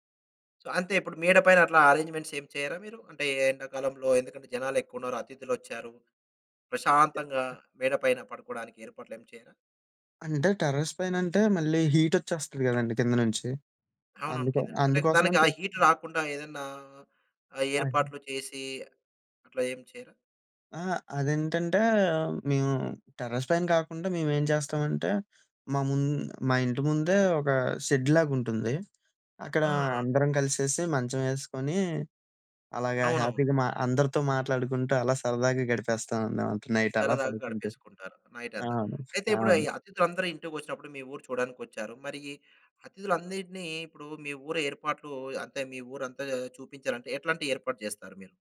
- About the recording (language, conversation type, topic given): Telugu, podcast, అతిథులు అకస్మాత్తుగా వస్తే ఇంటిని వెంటనే సిద్ధం చేయడానికి మీరు ఏమి చేస్తారు?
- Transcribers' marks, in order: in English: "అరేంజ్మెంట్స్"; other noise; in English: "టెర్రస్"; in English: "హీట్"; in English: "హీట్"; unintelligible speech; in English: "టెర్రస్"; in English: "షెడ్‌లాగా"; in English: "హ్యాపీగా"; in English: "న నైట్"